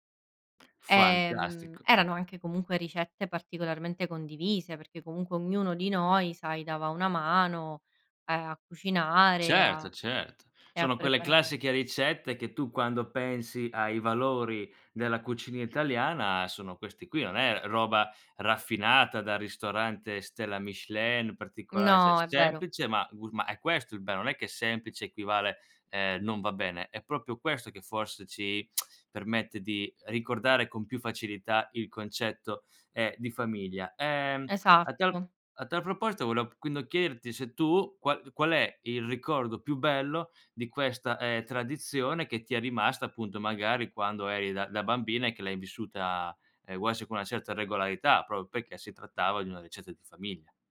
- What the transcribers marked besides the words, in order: other noise; "cioè" said as "ceh"; "proprio" said as "propio"; tongue click; "proprio" said as "propo"
- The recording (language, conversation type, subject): Italian, podcast, Raccontami della ricetta di famiglia che ti fa sentire a casa